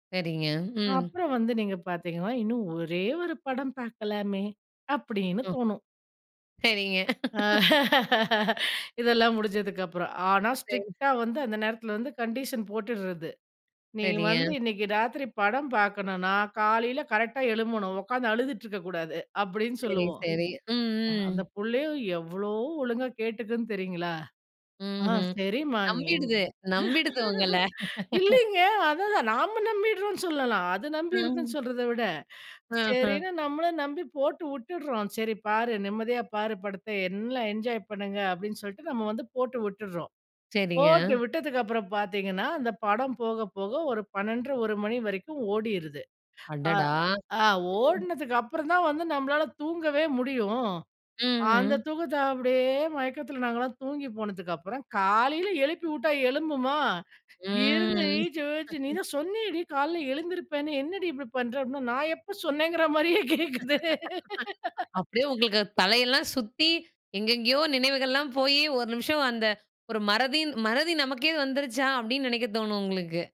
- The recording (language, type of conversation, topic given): Tamil, podcast, உங்கள் பிடித்த பொழுதுபோக்கு என்ன, அதைப் பற்றிக் கொஞ்சம் சொல்ல முடியுமா?
- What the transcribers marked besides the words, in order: laugh; in English: "ஸ்ட்ரிக்ட்டா"; in English: "கண்டிஷன்"; laugh; laugh; tapping; drawn out: "ம்"; laugh; laugh